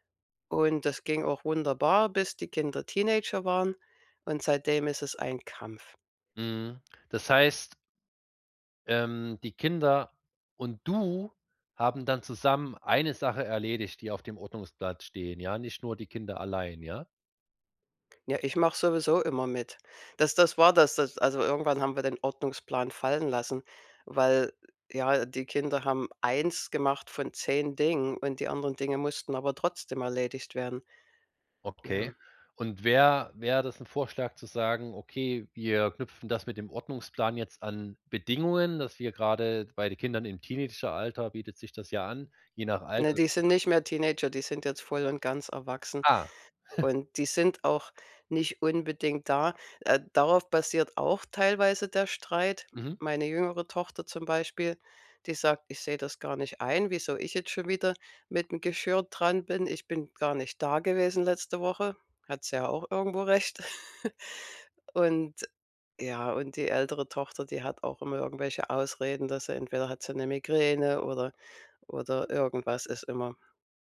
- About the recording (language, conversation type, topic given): German, advice, Wie kann ich wichtige Aufgaben trotz ständiger Ablenkungen erledigen?
- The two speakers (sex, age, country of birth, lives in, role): female, 55-59, Germany, United States, user; male, 30-34, Germany, Germany, advisor
- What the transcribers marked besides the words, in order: stressed: "du"; unintelligible speech; chuckle; chuckle